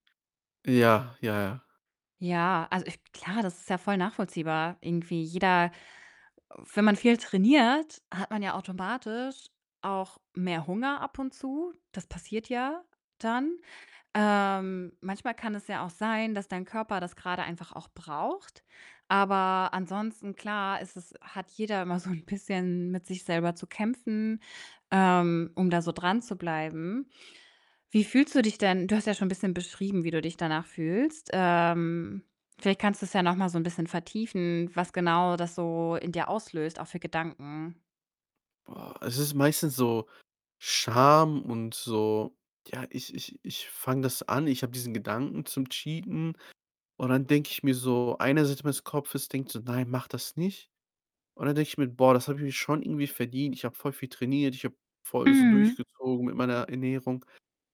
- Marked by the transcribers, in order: other background noise; laughing while speaking: "so'n bisschen"; in English: "Cheaten"; distorted speech
- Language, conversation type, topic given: German, advice, Wie fühlst du dich nach einem „Cheat-Day“ oder wenn du eine Extraportion gegessen hast?